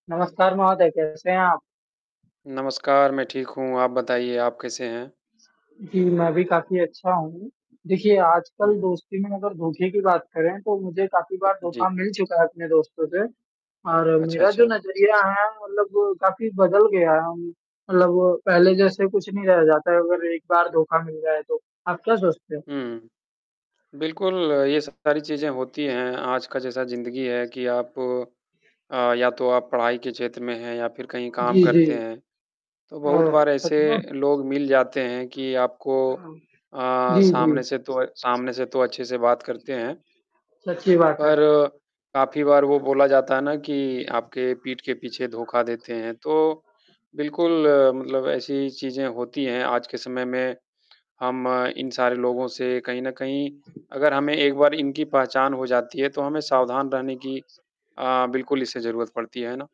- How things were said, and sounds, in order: static; tapping; other background noise; distorted speech
- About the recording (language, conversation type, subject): Hindi, unstructured, क्या आपको कभी किसी दोस्त से धोखा मिला है?